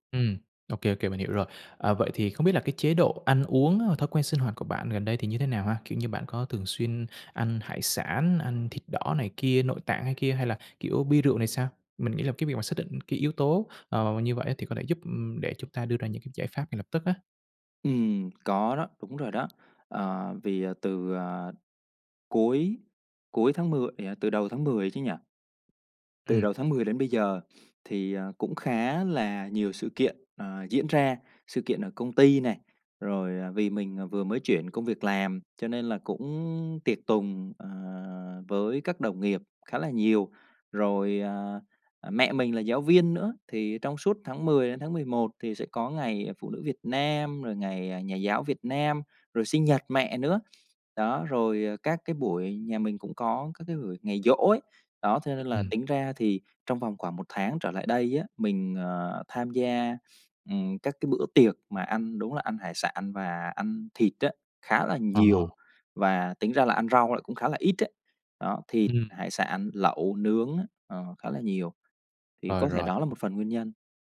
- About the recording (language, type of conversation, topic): Vietnamese, advice, Kết quả xét nghiệm sức khỏe không rõ ràng khiến bạn lo lắng như thế nào?
- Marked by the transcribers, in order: tapping; other background noise; sniff; sniff; sniff; other noise